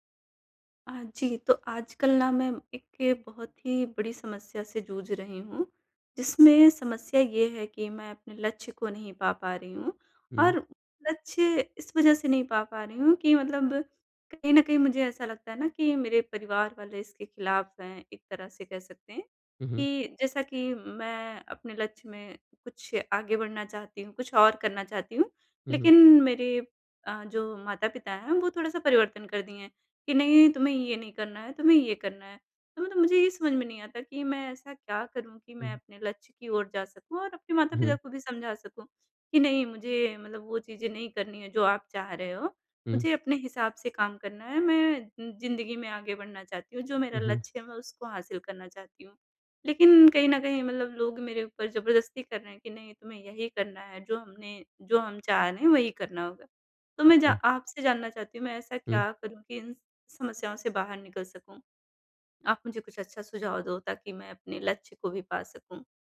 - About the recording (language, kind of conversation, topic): Hindi, advice, परिवर्तन के दौरान मैं अपने लक्ष्यों के प्रति प्रेरणा कैसे बनाए रखूँ?
- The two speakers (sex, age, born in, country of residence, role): male, 20-24, India, India, advisor; male, 30-34, India, India, user
- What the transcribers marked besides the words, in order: unintelligible speech